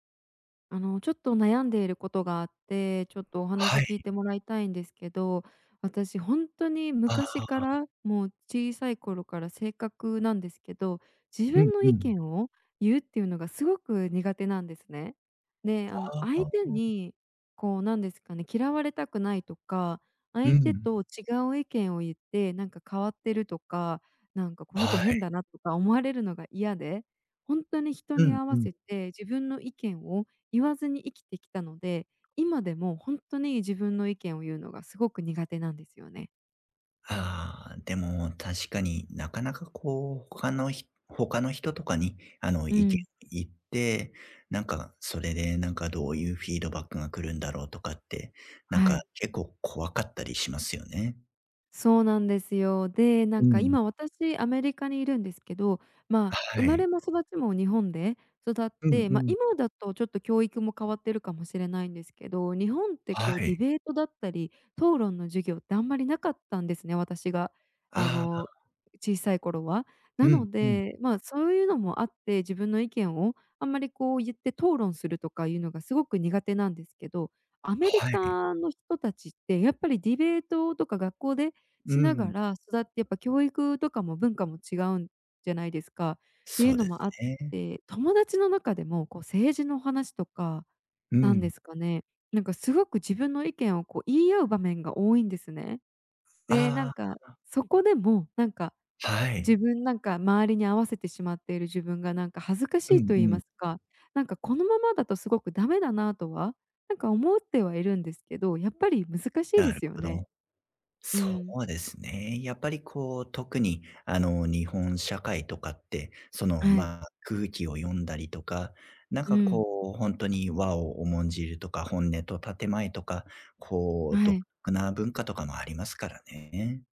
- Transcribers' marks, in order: other background noise; tapping
- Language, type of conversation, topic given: Japanese, advice, 他人の評価が気になって自分の考えを言えないとき、どうすればいいですか？
- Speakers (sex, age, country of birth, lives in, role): female, 25-29, Japan, United States, user; male, 35-39, Japan, Japan, advisor